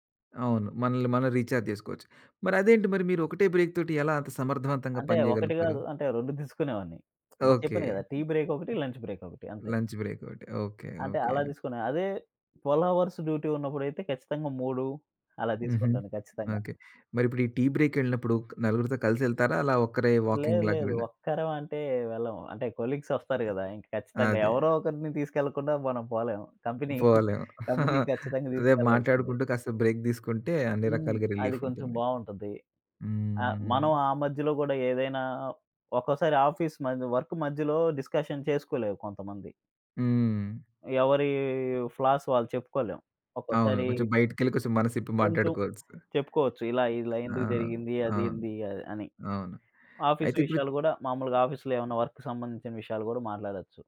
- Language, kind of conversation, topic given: Telugu, podcast, సంతోషకరమైన కార్యాలయ సంస్కృతి ఏర్పడాలంటే అవసరమైన అంశాలు ఏమేవి?
- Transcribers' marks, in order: in English: "బ్రేక్"; lip smack; other noise; in English: "లంచ్"; in English: "లంచ్"; in English: "ట్వెల్వ్"; in English: "డ్యూటీ"; in English: "వాకింగ్‌లాగా"; other background noise; in English: "కంపెనీ కంపెనీ"; chuckle; in English: "బ్రేక్"; in English: "ఆఫీస్"; in English: "వర్క్"; in English: "డిస్కషన్"; in English: "ఫ్లాస్"; in English: "ఆఫీస్"; in English: "ఆఫీస్‌లో"; in English: "వర్క్‌కి"